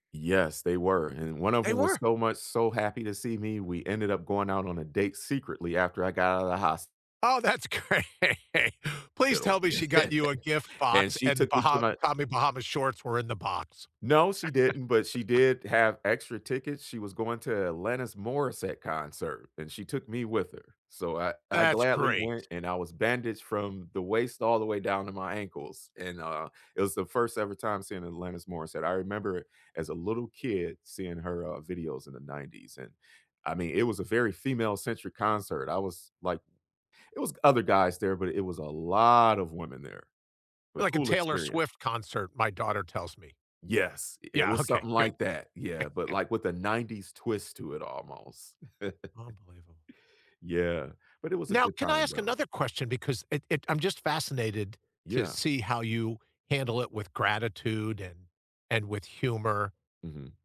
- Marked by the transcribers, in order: laughing while speaking: "that's great"; laugh; other background noise; laugh; stressed: "lot"; laughing while speaking: "okay"; chuckle; chuckle
- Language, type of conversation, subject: English, unstructured, Can humor help defuse tense situations, and how?
- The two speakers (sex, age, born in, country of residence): male, 40-44, United States, United States; male, 65-69, United States, United States